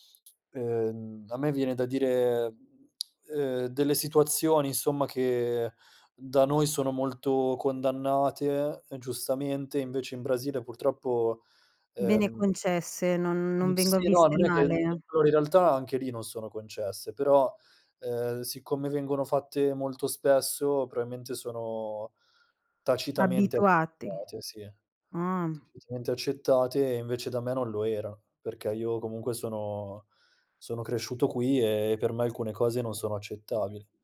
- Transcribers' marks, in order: tsk; "probabilmente" said as "proabilmente"
- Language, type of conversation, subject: Italian, podcast, Come è cambiata la tua identità vivendo in posti diversi?